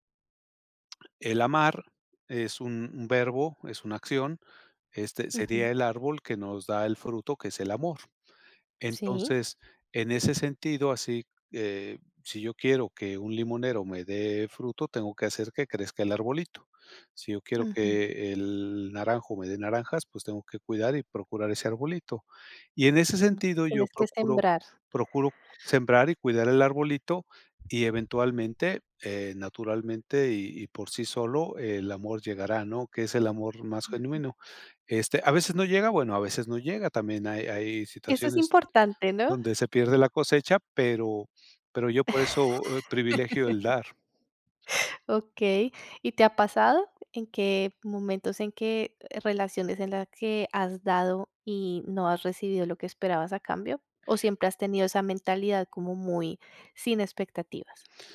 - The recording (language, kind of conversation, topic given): Spanish, podcast, ¿Cómo equilibras el dar y el recibir en tus relaciones?
- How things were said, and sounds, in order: tapping; other background noise; laugh